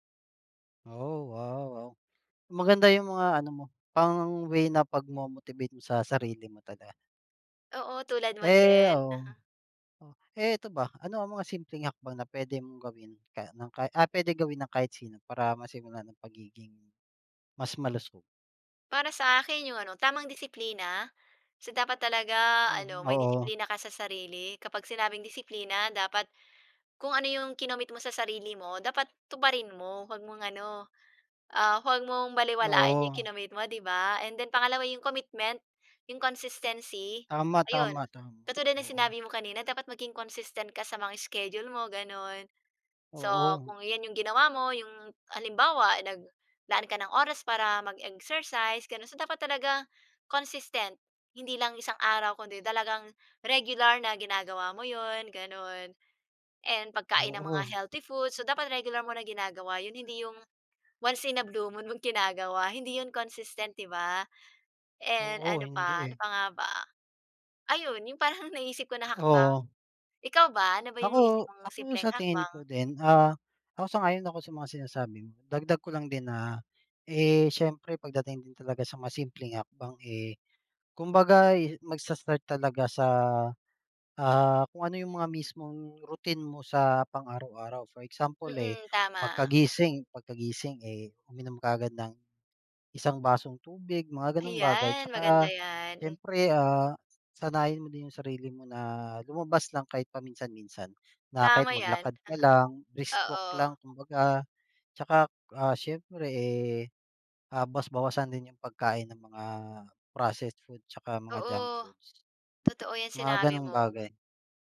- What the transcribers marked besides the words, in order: in English: "commitment"; tapping; in English: "once in a blue moon"; other background noise
- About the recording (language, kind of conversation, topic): Filipino, unstructured, Ano ang pinakaepektibong paraan para simulan ang mas malusog na pamumuhay?